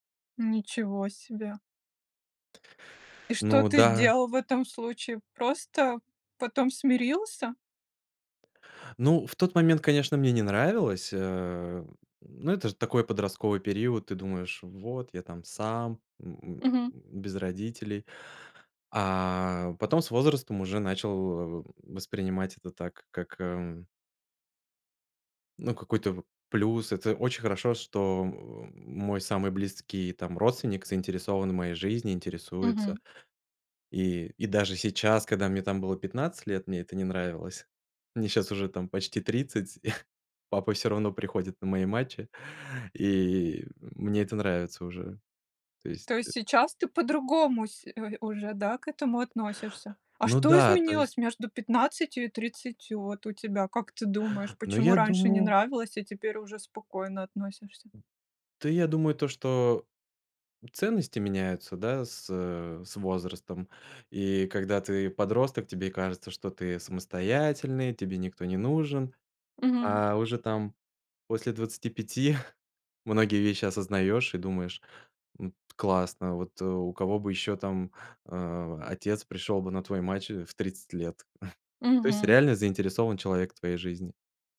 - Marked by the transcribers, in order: tapping; chuckle; chuckle; chuckle
- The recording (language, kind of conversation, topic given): Russian, podcast, Как на практике устанавливать границы с назойливыми родственниками?